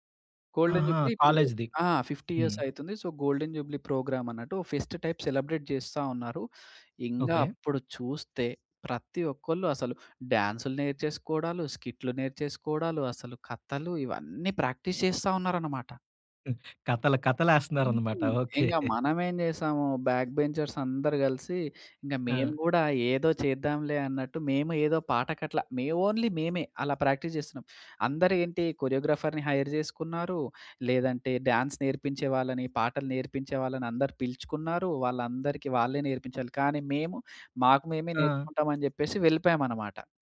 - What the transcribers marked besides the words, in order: in English: "గోల్డెన్ జూబ్లీ"; in English: "ఫిఫ్టీ ఇయర్స్"; in English: "సో, గోల్డెన్ జూబ్లీ ప్రోగ్రామ్"; in English: "ఫెస్ట్ టైప్ సెలబ్రేట్"; in English: "ప్రాక్టీస్"; chuckle; in English: "బ్యాక్ బెంచర్స్"; in English: "ఓన్లీ"; in English: "ప్రాక్టీస్"; in English: "కొరియోగ్రాఫర్‌ని హైర్"; in English: "డ్యాన్స్"
- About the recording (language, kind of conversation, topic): Telugu, podcast, నీ జీవితానికి నేపథ్య సంగీతం ఉంటే అది ఎలా ఉండేది?